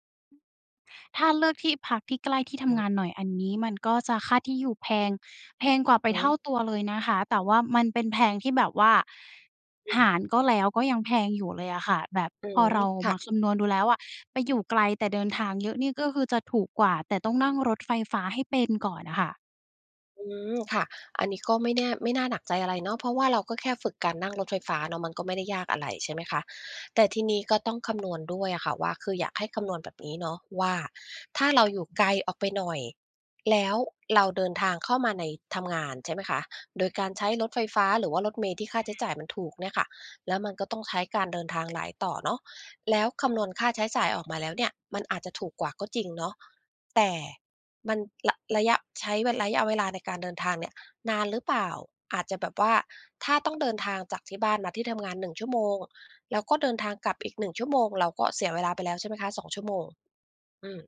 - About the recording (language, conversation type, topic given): Thai, advice, คุณเครียดเรื่องค่าใช้จ่ายในการย้ายบ้านและตั้งหลักอย่างไรบ้าง?
- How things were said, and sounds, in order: background speech